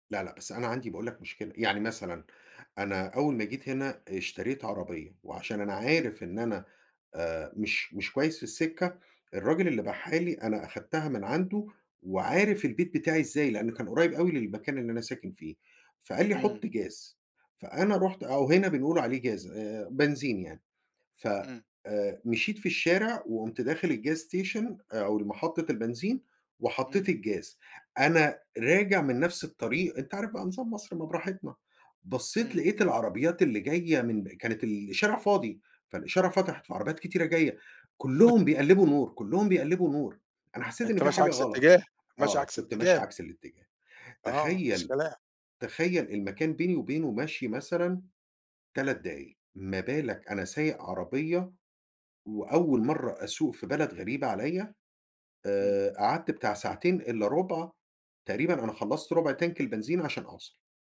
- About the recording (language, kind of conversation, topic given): Arabic, podcast, احكيلي عن مرة ضيّعت طريقك وبالصدفة طلع منها خير؟
- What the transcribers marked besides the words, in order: in English: "الgas station"; chuckle; tapping